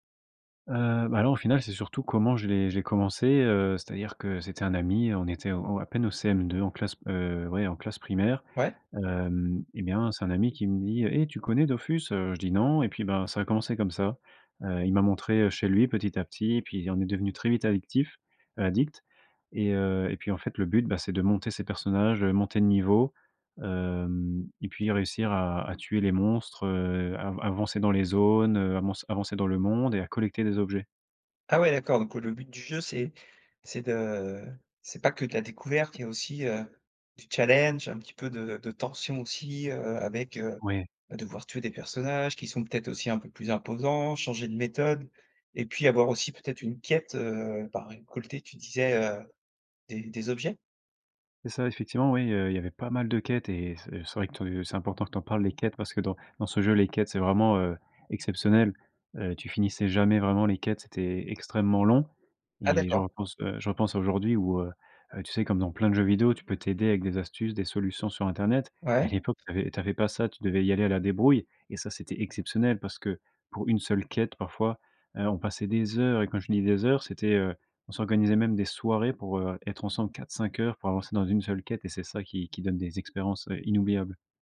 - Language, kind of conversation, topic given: French, podcast, Quelle expérience de jeu vidéo de ton enfance te rend le plus nostalgique ?
- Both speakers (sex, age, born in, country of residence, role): male, 25-29, France, France, guest; male, 35-39, France, France, host
- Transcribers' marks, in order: other background noise; drawn out: "Hem"; drawn out: "de"; stressed: "quête"; stressed: "soirées"